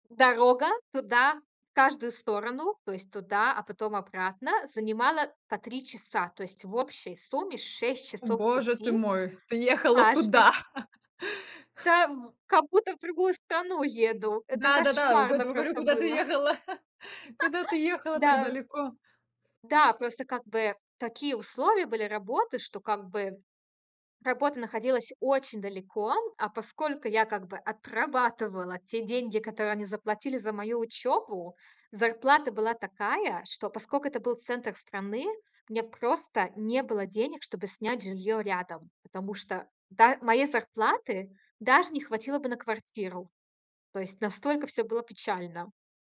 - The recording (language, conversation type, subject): Russian, podcast, Как вы учитесь воспринимать неудачи как опыт, а не как провал?
- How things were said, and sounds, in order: laugh; chuckle